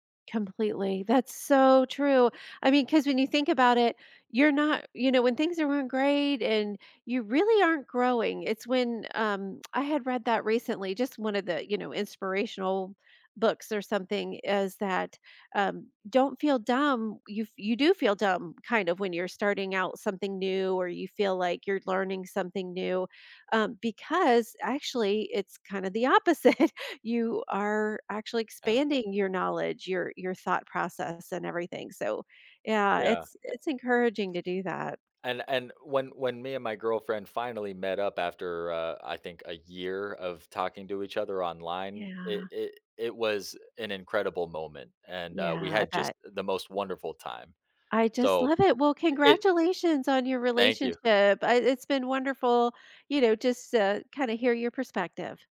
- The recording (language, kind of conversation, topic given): English, unstructured, How do you maintain close relationships with the people who matter most to you?
- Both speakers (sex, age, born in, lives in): female, 50-54, United States, United States; male, 35-39, United States, United States
- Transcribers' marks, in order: laughing while speaking: "opposite"; other background noise